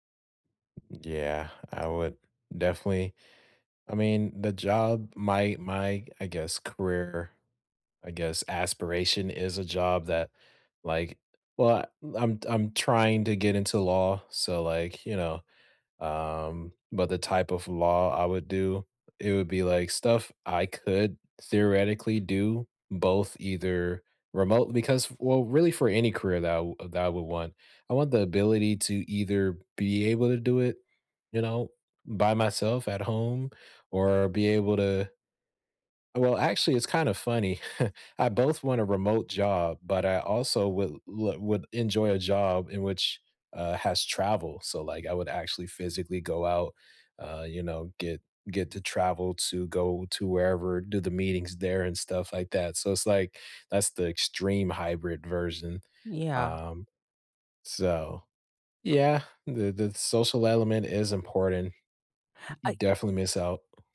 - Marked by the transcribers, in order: other background noise; tapping; chuckle
- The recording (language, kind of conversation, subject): English, unstructured, What do you think about remote work becoming so common?
- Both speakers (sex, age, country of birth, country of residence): female, 55-59, United States, United States; male, 20-24, United States, United States